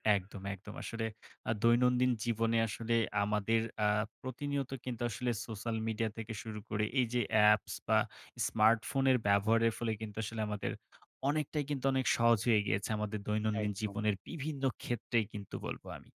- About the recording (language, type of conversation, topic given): Bengali, podcast, আপনি দৈনন্দিন কাজে স্মার্টফোন কীভাবে ব্যবহার করেন?
- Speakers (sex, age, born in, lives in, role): male, 18-19, Bangladesh, Bangladesh, guest; male, 20-24, Bangladesh, Bangladesh, host
- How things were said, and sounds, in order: none